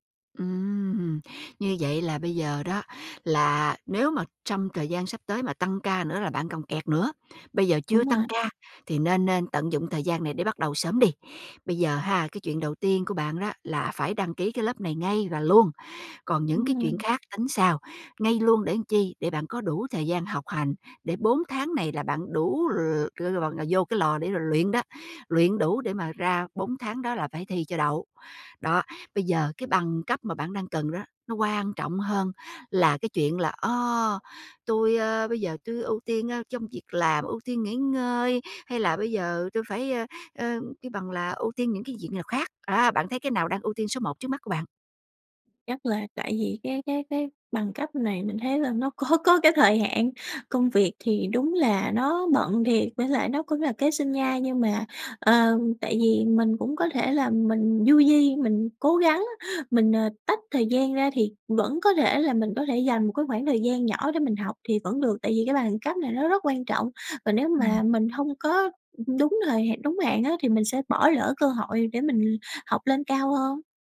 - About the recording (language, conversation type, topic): Vietnamese, advice, Vì sao bạn liên tục trì hoãn khiến mục tiêu không tiến triển, và bạn có thể làm gì để thay đổi?
- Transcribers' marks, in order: laughing while speaking: "có có cái thời hạn"; tapping